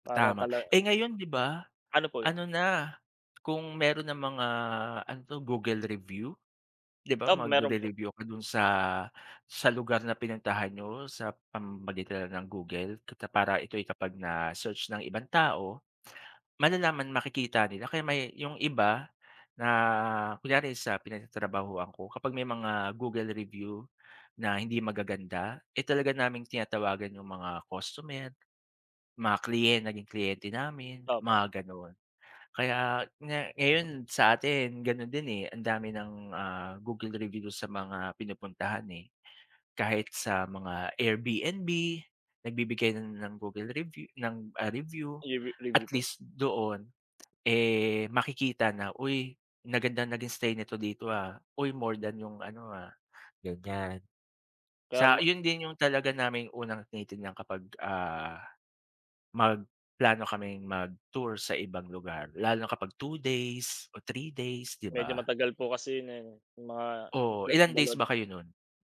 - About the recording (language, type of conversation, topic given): Filipino, unstructured, Ano ang nangyari sa isang paglilibot na ikinasama ng loob mo?
- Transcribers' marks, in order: unintelligible speech